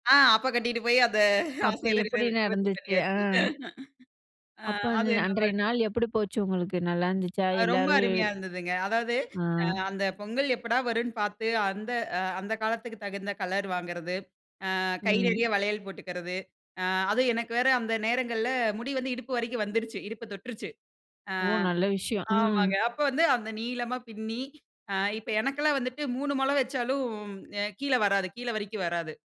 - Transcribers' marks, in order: laughing while speaking: "அந்த ஆசையல்லாம் நிறைவு நிவர்த்தி பண்ணியாச்சு. அ அது நல்லாருக்கும்"
- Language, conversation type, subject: Tamil, podcast, வயது கூடுவதற்கேற்ப உங்கள் உடை அலங்காரப் பாணி எப்படி மாறியது?